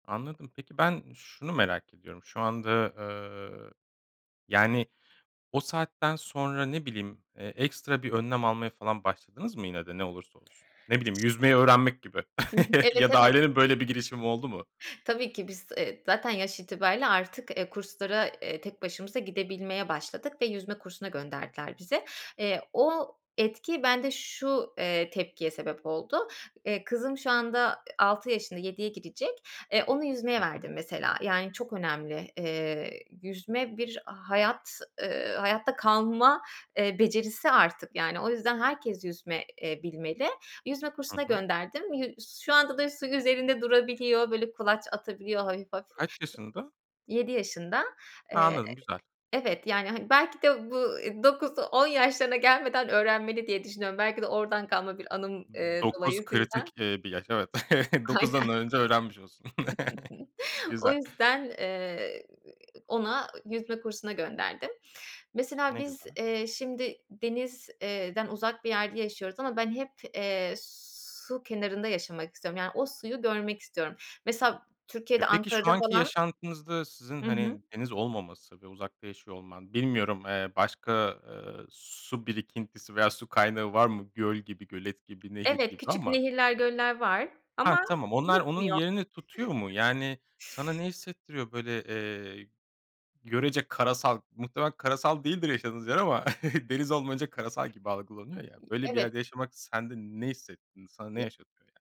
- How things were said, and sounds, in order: other background noise; chuckle; chuckle; chuckle
- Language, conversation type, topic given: Turkish, podcast, Deniz seni nasıl etkiler ve sana neler hissettirir?
- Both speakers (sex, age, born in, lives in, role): female, 30-34, Turkey, Germany, guest; male, 35-39, Turkey, Germany, host